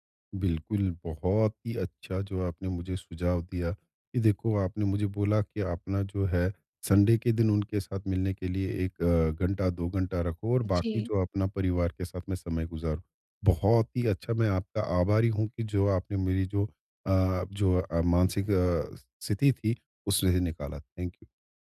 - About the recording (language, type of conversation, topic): Hindi, advice, मुझे दोस्तों से बार-बार मिलने पर सामाजिक थकान क्यों होती है?
- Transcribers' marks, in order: in English: "संडे"; in English: "थैंक यू"